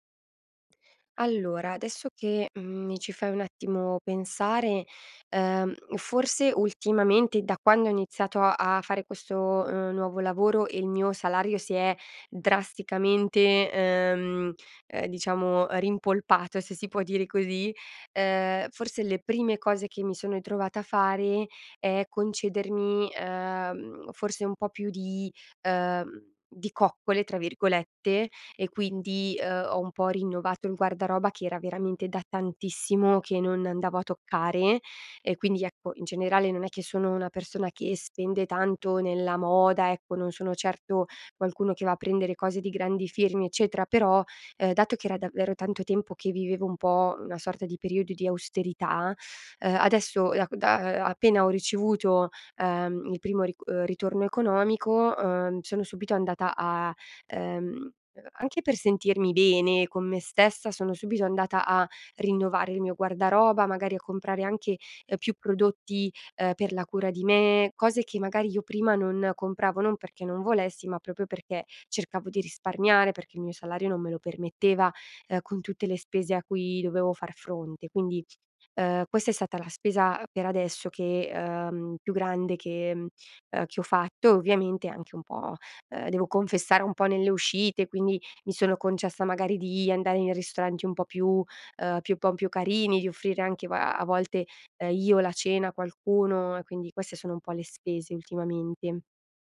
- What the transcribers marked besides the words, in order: "proprio" said as "propio"
- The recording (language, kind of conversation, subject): Italian, advice, Come gestire la tentazione di aumentare lo stile di vita dopo un aumento di stipendio?